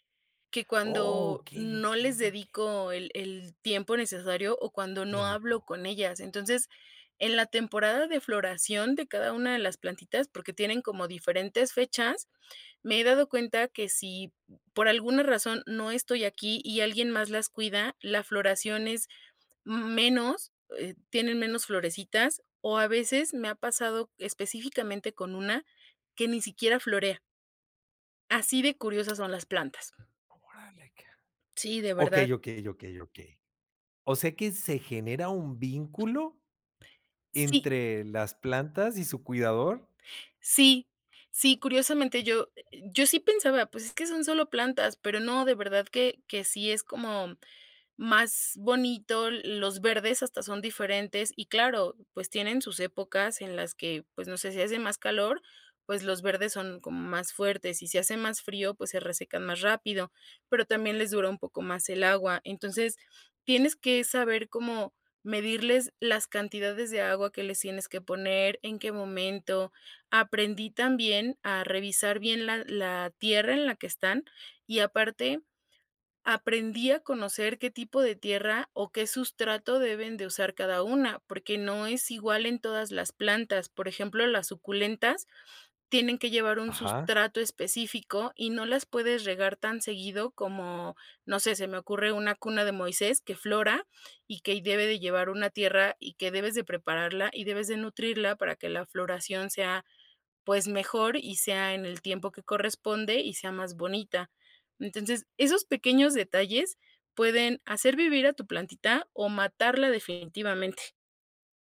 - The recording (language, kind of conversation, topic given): Spanish, podcast, ¿Qué descubriste al empezar a cuidar plantas?
- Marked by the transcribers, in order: other noise; other background noise; unintelligible speech